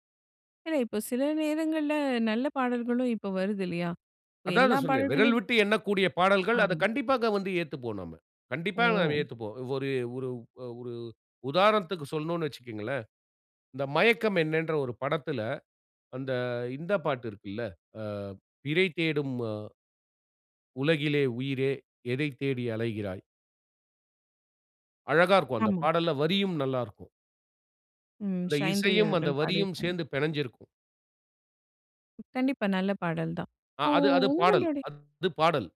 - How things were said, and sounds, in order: tapping; other noise; other background noise
- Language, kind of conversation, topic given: Tamil, podcast, சினிமா இசை உங்கள் இசை ருசியை எவ்வளவு செம்மைப்படுத்தியுள்ளது?